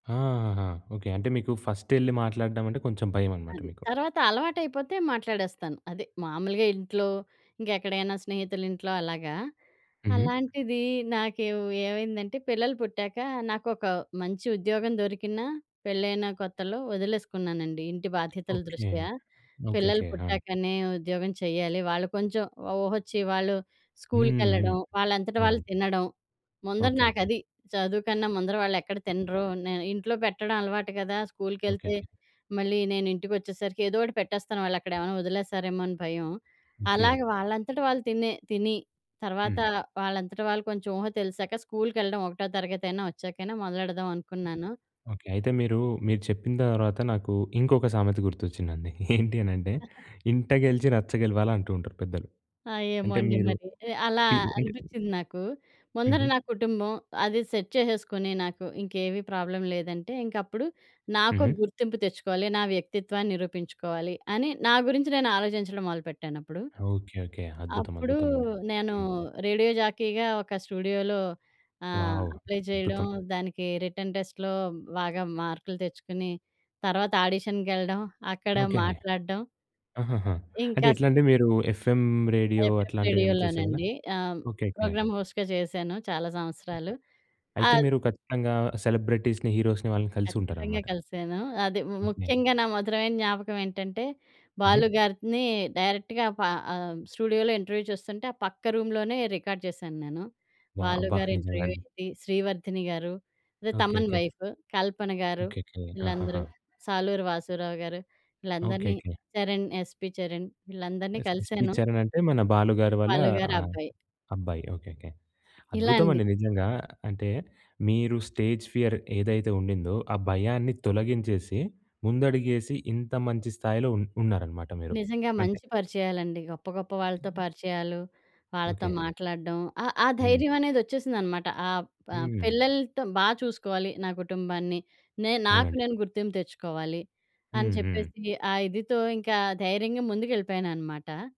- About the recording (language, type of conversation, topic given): Telugu, podcast, పెద్ద భయం ఎదురైనా మీరు ఎలా ముందుకు సాగుతారు?
- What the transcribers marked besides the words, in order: other background noise; tapping; laughing while speaking: "ఏంటి అనంటే"; chuckle; in English: "సెట్"; in English: "ప్రాబ్లమ్"; in English: "రేడియో జాకీగా"; in English: "స్టూడియోలో"; in English: "వావ్"; in English: "అప్లై"; in English: "రిటన్ టెస్ట్‌లో"; in English: "ఎఫ్ఎం రేడియో"; in English: "ఎఫ్ఎం"; in English: "ప్రోగ్రామ్ హోస్ట్"; in English: "సెలబ్రిటీస్‌ని, హీరోస్‌ని"; in English: "డైరెక్ట్‌గా"; in English: "స్టూడియోలో ఇంటర్వ్యూ"; in English: "రూమ్‌లోనే రికార్డ్"; in English: "వావ్!"; in English: "ఇంటర్వ్యూ"; in English: "వైఫ్"; in English: "స్టేజ్ ఫియర్"